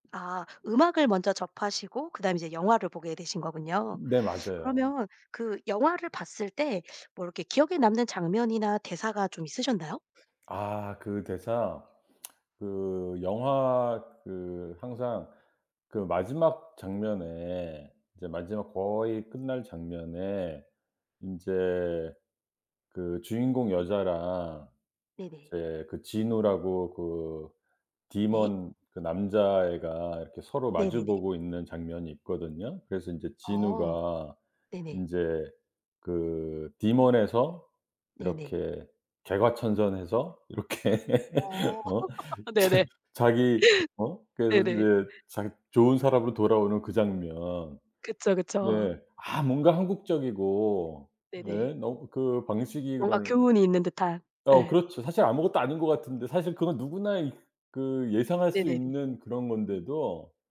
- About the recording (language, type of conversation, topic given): Korean, podcast, 가장 좋아하는 영화는 무엇이고, 그 영화를 좋아하는 이유는 무엇인가요?
- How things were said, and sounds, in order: other background noise; put-on voice: "Demon"; in English: "Demon"; tapping; put-on voice: "Demon에서"; in English: "Demon에서"; laughing while speaking: "이렇게 어 자 자기 어 그래서 이제"; laugh; laughing while speaking: "네네"